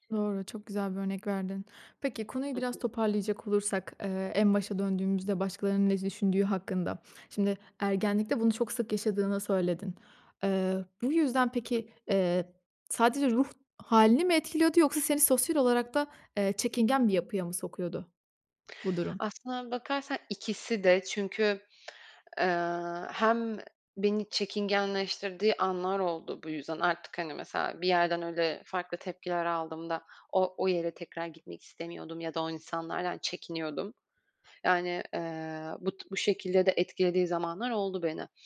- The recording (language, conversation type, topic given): Turkish, podcast, Başkalarının ne düşündüğü özgüvenini nasıl etkiler?
- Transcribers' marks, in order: other background noise